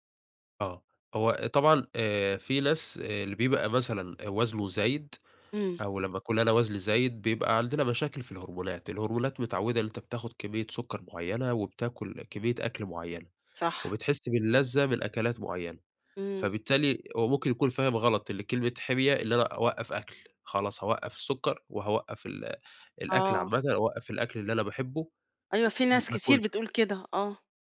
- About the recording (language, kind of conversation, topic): Arabic, podcast, كيف بتاكل أكل صحي من غير ما تجوّع نفسك؟
- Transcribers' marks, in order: other noise